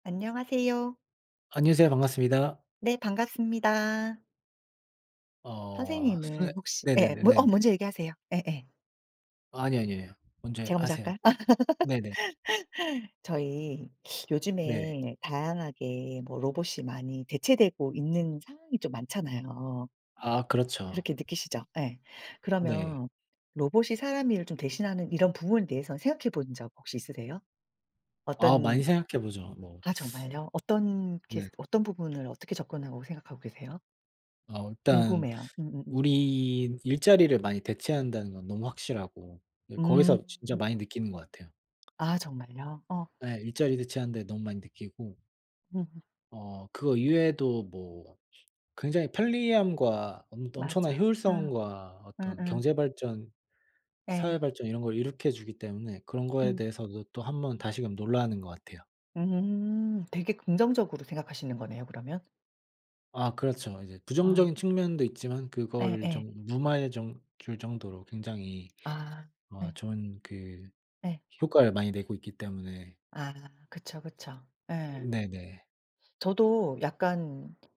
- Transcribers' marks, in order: laugh; other background noise; tapping
- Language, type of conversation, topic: Korean, unstructured, 로봇이 사람의 일을 대신하는 것에 대해 어떻게 생각하시나요?